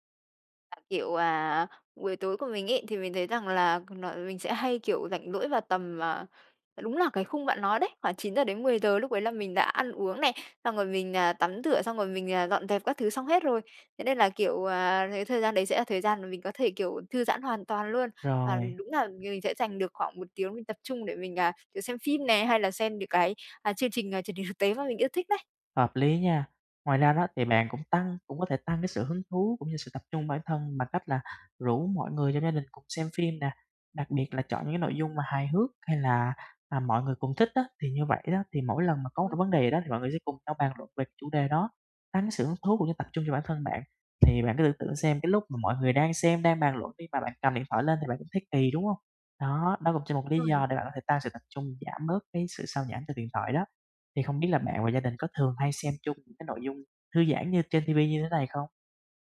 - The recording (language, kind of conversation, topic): Vietnamese, advice, Làm sao để tránh bị xao nhãng khi xem phim hoặc nghe nhạc ở nhà?
- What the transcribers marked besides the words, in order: unintelligible speech; tapping